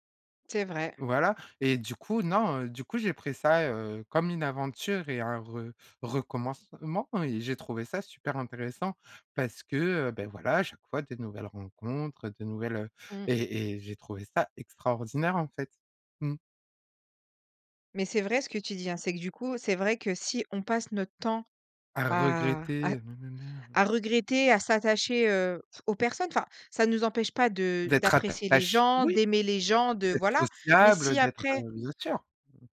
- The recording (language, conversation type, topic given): French, podcast, Pouvez-vous raconter un moment où vous avez dû tout recommencer ?
- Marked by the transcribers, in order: tapping; other background noise